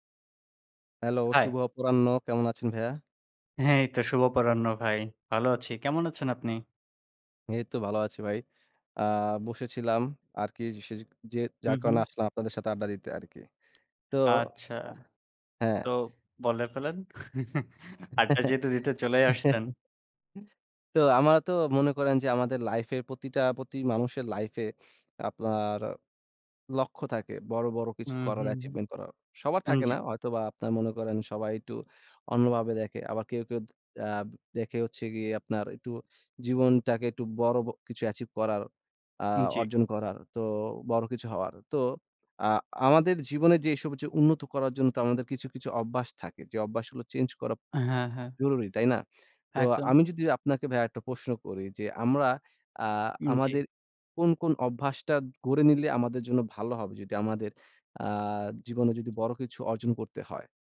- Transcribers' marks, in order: other background noise; horn; chuckle
- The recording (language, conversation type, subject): Bengali, unstructured, নিজেকে উন্নত করতে কোন কোন অভ্যাস তোমাকে সাহায্য করে?